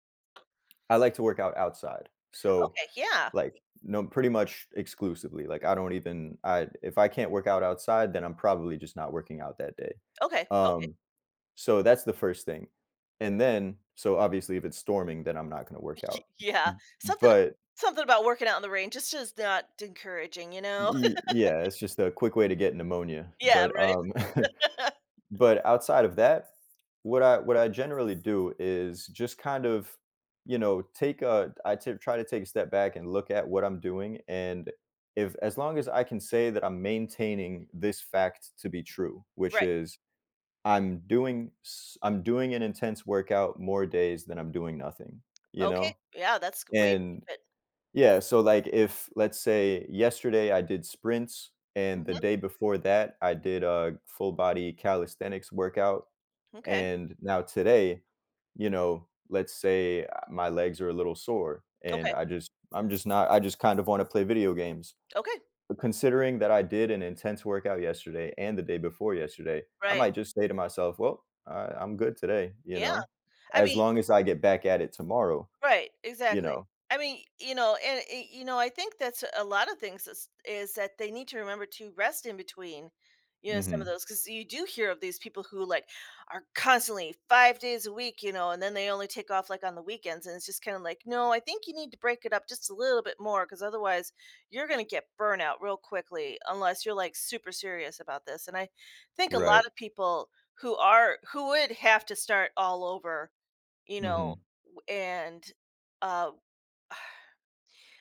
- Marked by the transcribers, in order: tapping; other background noise; chuckle; laughing while speaking: "Yeah"; laugh; chuckle; laugh; sigh
- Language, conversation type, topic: English, podcast, How do personal goals and life experiences shape your commitment to staying healthy?